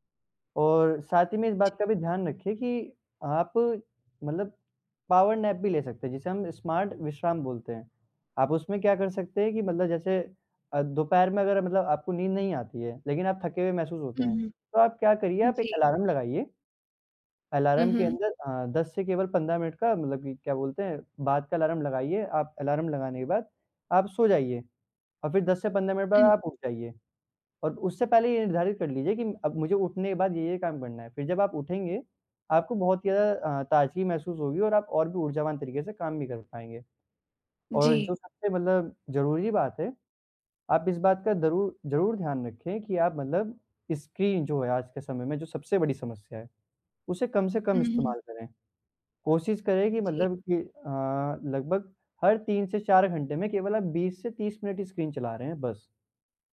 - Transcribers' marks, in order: in English: "पॉवर नेप"; in English: "स्मार्ट"; in English: "अलार्म"; in English: "अलार्म"; in English: "अलार्म"; in English: "अलार्म"
- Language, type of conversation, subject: Hindi, advice, दिनभर मेरी ऊर्जा में उतार-चढ़ाव होता रहता है, मैं इसे कैसे नियंत्रित करूँ?